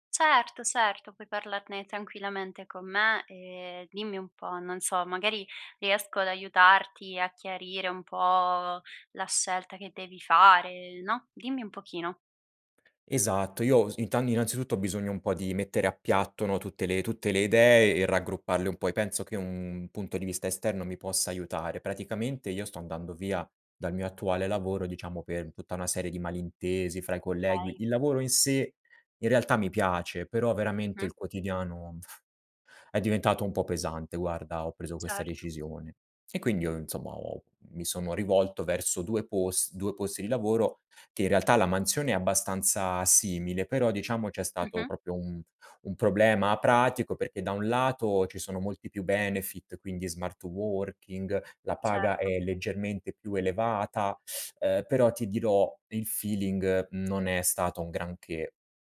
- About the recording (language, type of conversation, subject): Italian, advice, decidere tra due offerte di lavoro
- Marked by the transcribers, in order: "Okay" said as "kay"; "colleghi" said as "collegui"; lip trill; "proprio" said as "propio"; teeth sucking